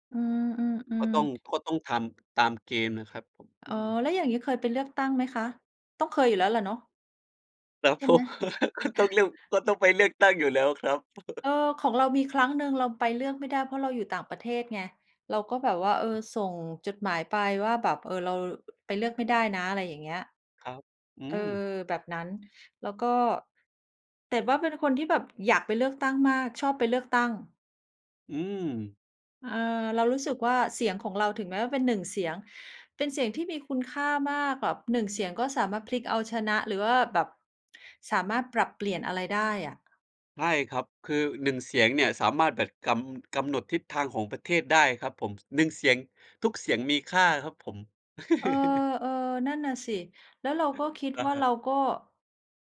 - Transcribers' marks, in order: tapping; chuckle; "เลือก" said as "เลี่ยว"; chuckle; chuckle; chuckle
- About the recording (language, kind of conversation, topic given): Thai, unstructured, คุณคิดว่าการเลือกตั้งมีความสำคัญแค่ไหนต่อประเทศ?